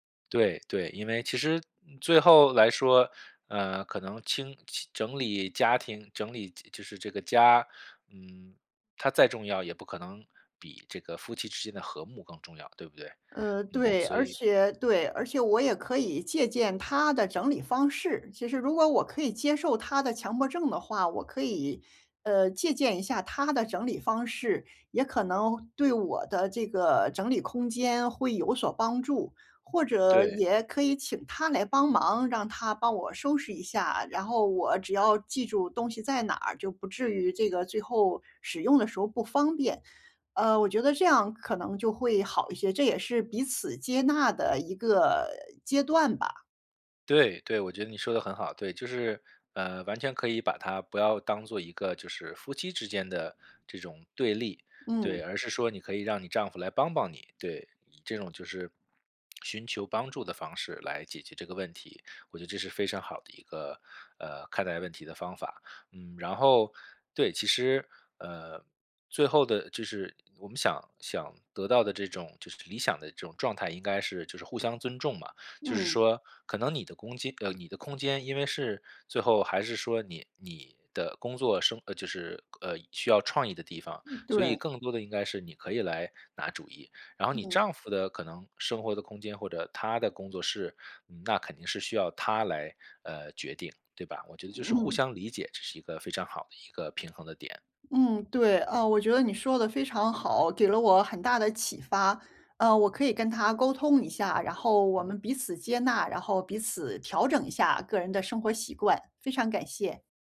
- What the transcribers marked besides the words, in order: other background noise
- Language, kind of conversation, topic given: Chinese, advice, 你如何长期保持创作空间整洁且富有创意氛围？